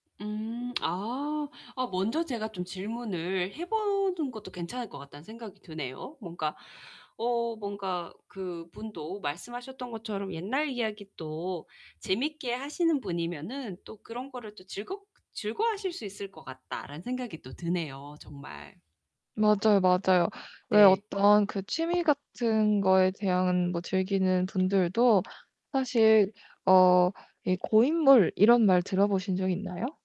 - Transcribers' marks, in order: other background noise; tapping
- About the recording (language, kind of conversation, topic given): Korean, advice, 파티에서 소외감과 불편함을 느낄 때 어떻게 행동하면 좋을까요?